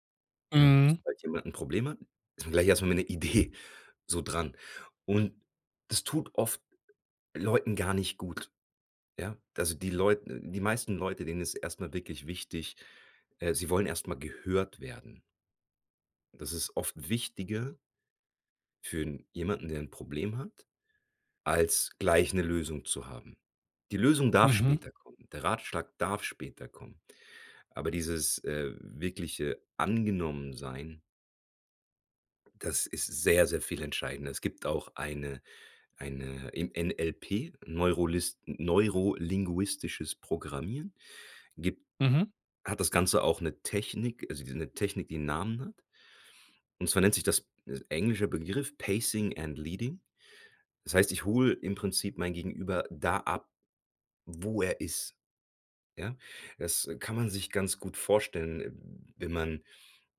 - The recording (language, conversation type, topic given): German, podcast, Wie zeigst du Empathie, ohne gleich Ratschläge zu geben?
- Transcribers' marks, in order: other background noise; stressed: "Angenommen"; in English: "Pacing and leading"